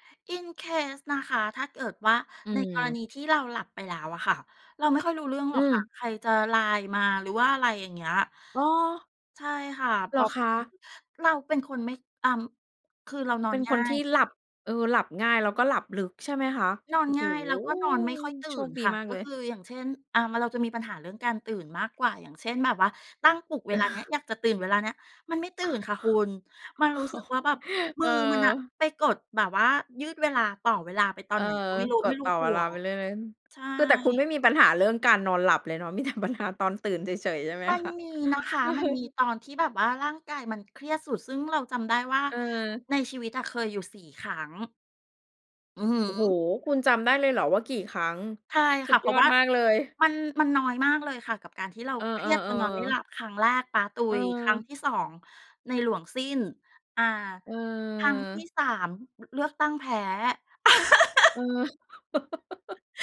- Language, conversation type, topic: Thai, podcast, คุณเคยทำดีท็อกซ์ดิจิทัลไหม แล้วเป็นยังไง?
- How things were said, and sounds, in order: in English: "In case"; unintelligible speech; drawn out: "โอ้โฮ"; laughing while speaking: "เออ"; chuckle; laughing while speaking: "มีแต่ปัญหา"; laughing while speaking: "คะ ? เออ"; chuckle; laugh